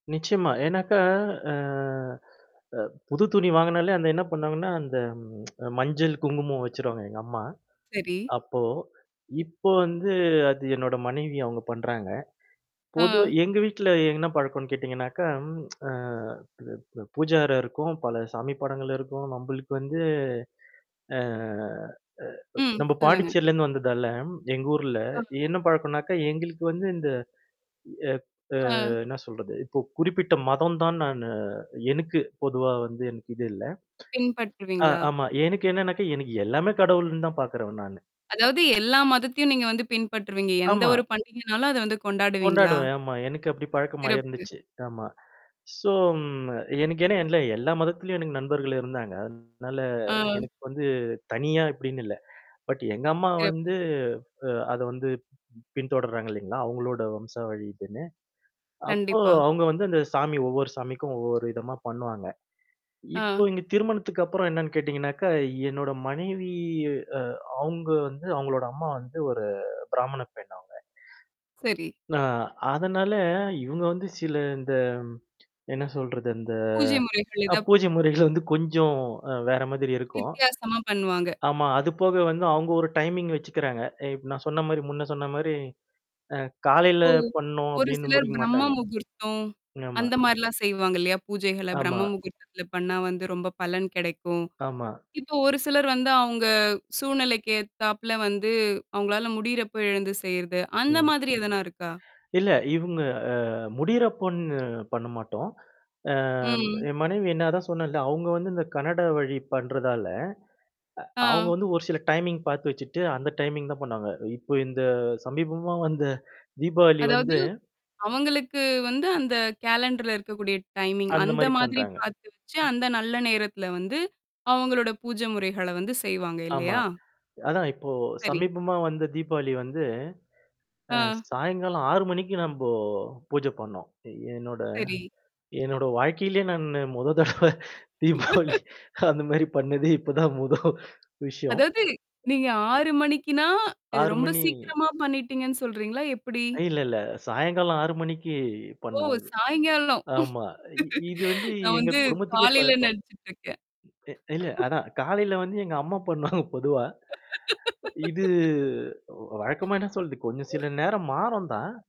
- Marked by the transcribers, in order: drawn out: "அ"; mechanical hum; tsk; tsk; tapping; distorted speech; drawn out: "அ"; tsk; other background noise; static; other noise; in English: "ஸோ"; "எல்லா-" said as "என்ல"; drawn out: "மனைவி"; tsk; laughing while speaking: "வந்து கொஞ்சம்"; in English: "டைமிங்"; in English: "டைமிங்"; in English: "டைமிங்"; in English: "கேலண்டர்ல"; in English: "டைமிங்"; laughing while speaking: "மொத தடவ தீபாவளி அந்த மாரி பண்ணதே இப்ப தான் முத விஷயம்"; laugh; laughing while speaking: "நான் வந்து காலையில நடிச்சுட்டுருக்கேன்"; chuckle; laughing while speaking: "பண்ணுவாங்க பொதுவா"; laugh; drawn out: "இது"; "சொல்றது" said as "சொல்து"
- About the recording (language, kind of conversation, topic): Tamil, podcast, பண்டிகை காலை நீங்கள் வழக்கமாக பின்பற்றும் சடங்குகளைப் பற்றி சொல்ல முடியுமா?